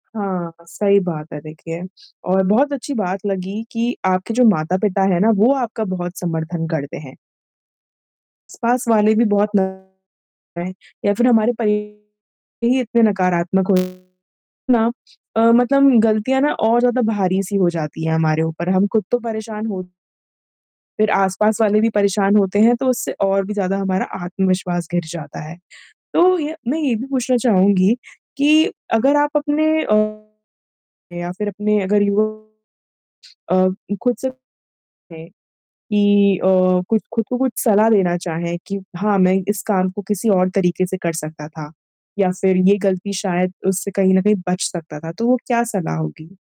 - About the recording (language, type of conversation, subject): Hindi, podcast, आपने अपनी किसी गलती से क्या सीखा है?
- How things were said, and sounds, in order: static; distorted speech